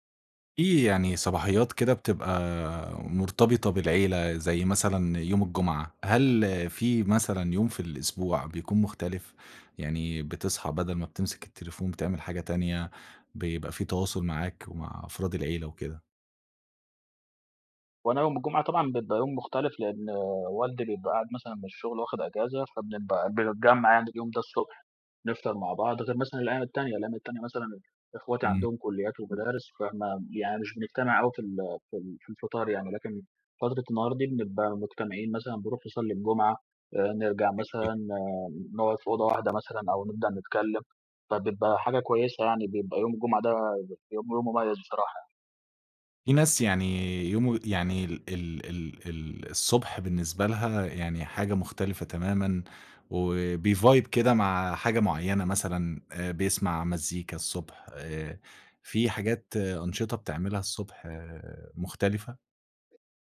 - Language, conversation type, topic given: Arabic, podcast, إيه روتينك المعتاد الصبح؟
- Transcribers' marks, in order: fan; background speech; tapping; unintelligible speech; in English: "وبيvibe"